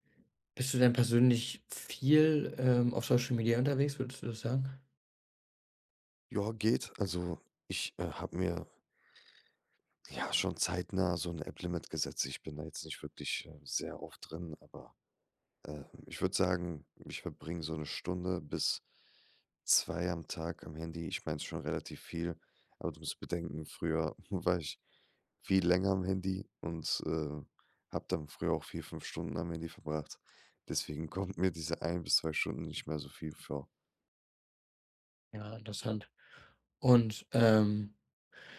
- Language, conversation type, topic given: German, podcast, Wie beeinflussen Algorithmen unseren Seriengeschmack?
- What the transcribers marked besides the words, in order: laughing while speaking: "war"; laughing while speaking: "kommt mir"